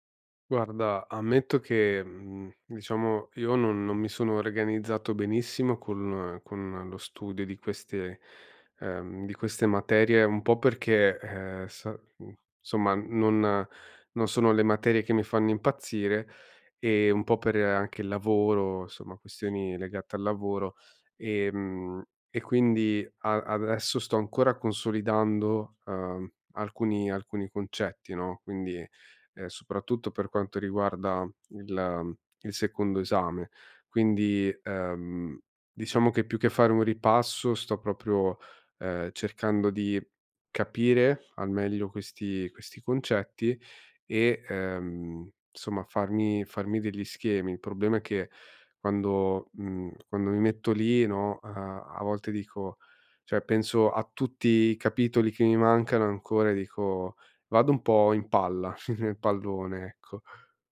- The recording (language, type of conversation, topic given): Italian, advice, Perché faccio fatica a iniziare compiti lunghi e complessi?
- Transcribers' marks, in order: "insomma" said as "nsomma"; "insomma" said as "nsomma"; "insomma" said as "nsomma"; chuckle